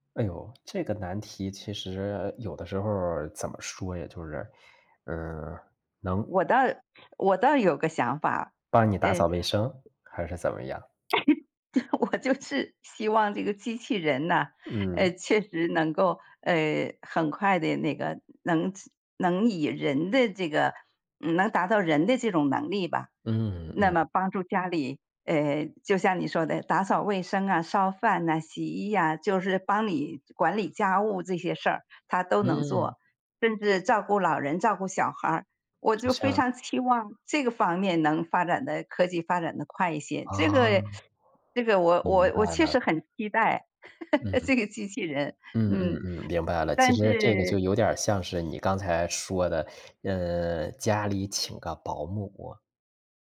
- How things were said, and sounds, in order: other background noise; chuckle; laughing while speaking: "我就是"; chuckle
- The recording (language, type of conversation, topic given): Chinese, unstructured, 你觉得科技让生活更方便了，还是更复杂了？
- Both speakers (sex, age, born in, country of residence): female, 40-44, China, United States; male, 40-44, China, Thailand